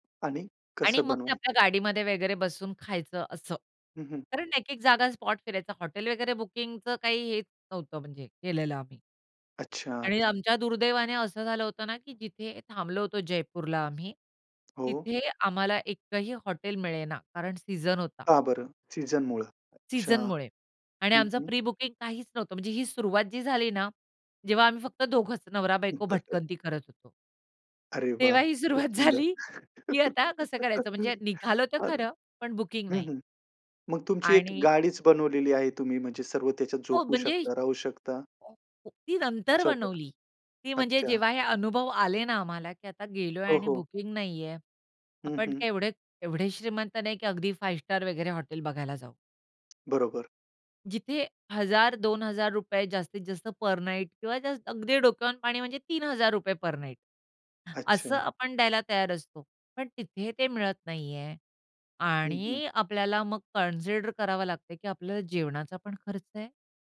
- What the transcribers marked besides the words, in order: tapping; other background noise; chuckle; laughing while speaking: "सुरुवात झाली"; chuckle; unintelligible speech; in English: "कन्सीडर"
- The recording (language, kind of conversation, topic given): Marathi, podcast, तू बाहेर स्वयंपाक कसा करतोस, आणि कोणता सोपा पदार्थ पटकन बनवतोस?